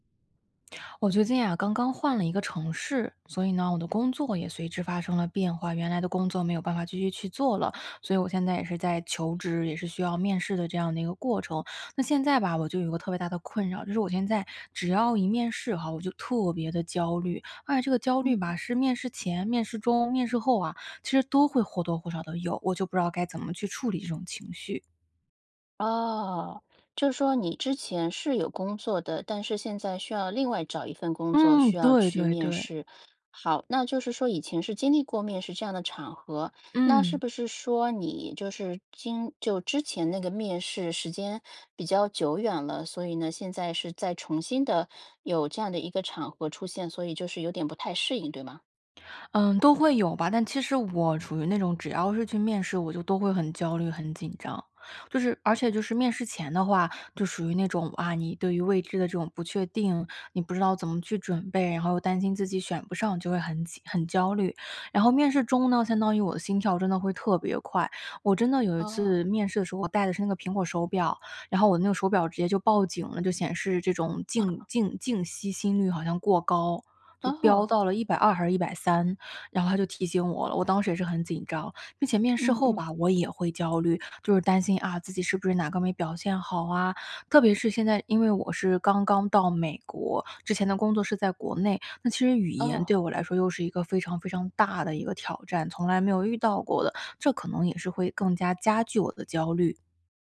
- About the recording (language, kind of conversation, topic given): Chinese, advice, 你在求职面试时通常会在哪个阶段感到焦虑，并会出现哪些具体感受或身体反应？
- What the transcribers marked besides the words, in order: other background noise